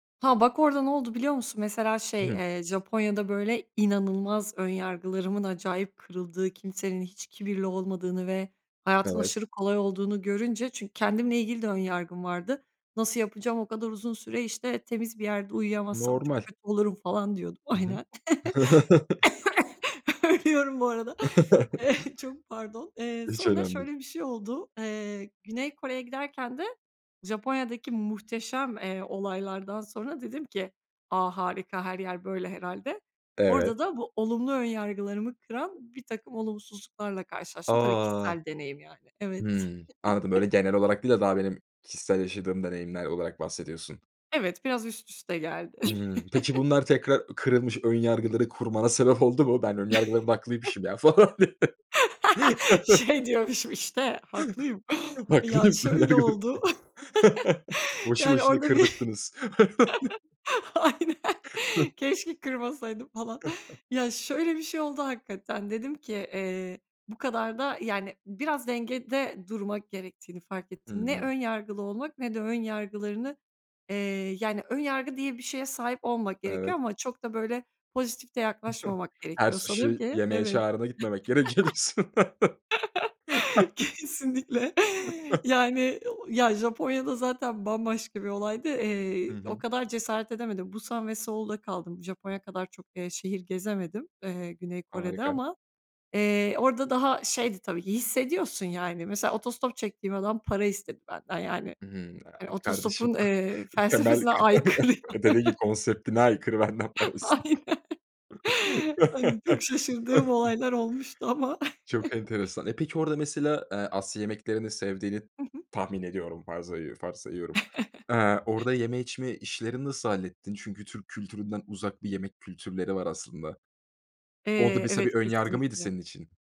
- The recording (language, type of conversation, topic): Turkish, podcast, Önyargılarını nasıl fark edip geride bıraktın ve bu süreçte hangi adımları attın?
- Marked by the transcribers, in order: chuckle; chuckle; cough; laughing while speaking: "Ölüyorum"; chuckle; chuckle; chuckle; laugh; laughing while speaking: "falan diye? Haklıyım, önyargılarım da"; chuckle; laugh; tapping; chuckle; laughing while speaking: "aynen"; chuckle; chuckle; chuckle; laugh; laughing while speaking: "Kesinlikle"; laugh; chuckle; unintelligible speech; laughing while speaking: "aykırı ya"; chuckle; laugh; laughing while speaking: "Aynen"; chuckle; chuckle